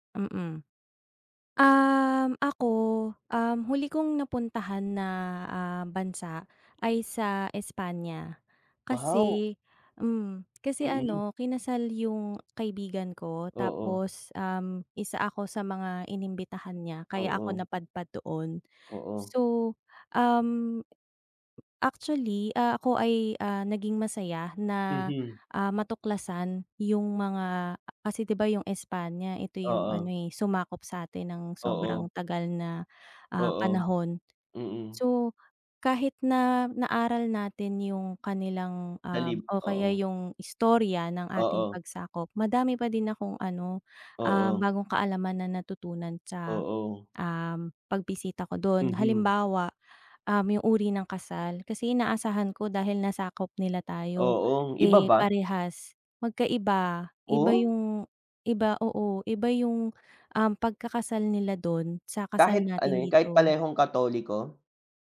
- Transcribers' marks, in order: tongue click; surprised: "Wow!"; tapping; other background noise; surprised: "Oh?"
- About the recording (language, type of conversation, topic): Filipino, unstructured, Ano ang mga bagong kaalaman na natutuhan mo sa pagbisita mo sa [bansa]?